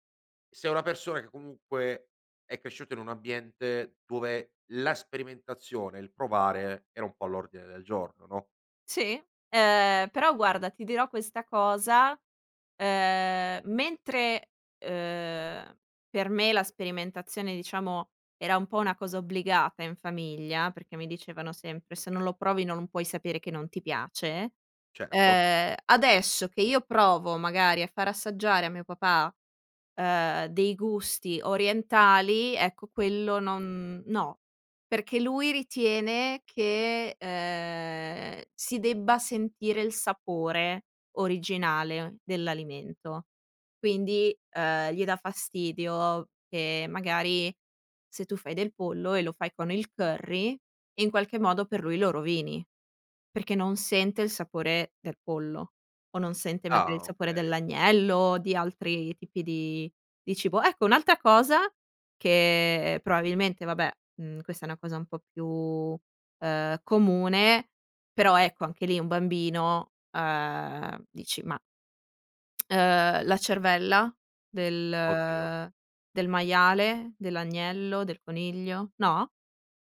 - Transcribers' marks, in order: "probabilmente" said as "proabilmente"; tsk
- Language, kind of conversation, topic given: Italian, podcast, Qual è un piatto che ti ha fatto cambiare gusti?